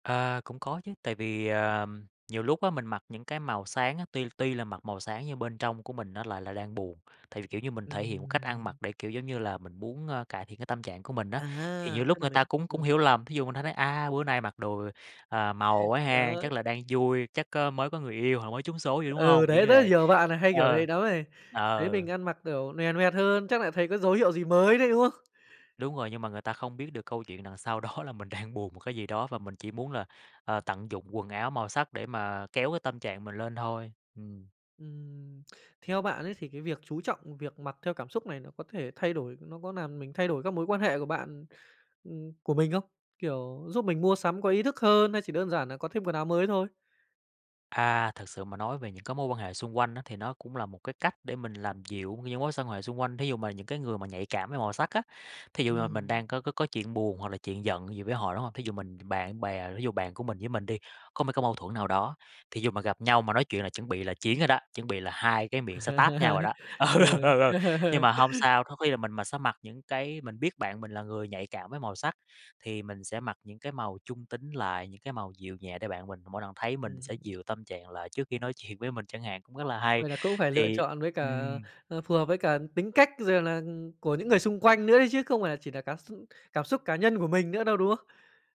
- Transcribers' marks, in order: other background noise; unintelligible speech; chuckle; "này" said as "ày"; "loè lẹt" said as "nòe noẹt"; tapping; laughing while speaking: "đó"; laughing while speaking: "đang"; "làm" said as "nàm"; laugh; laughing while speaking: "ừ, ừ"; laughing while speaking: "chuyện"
- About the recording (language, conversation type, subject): Vietnamese, podcast, Làm sao để trang phục phản ánh đúng cảm xúc hiện tại?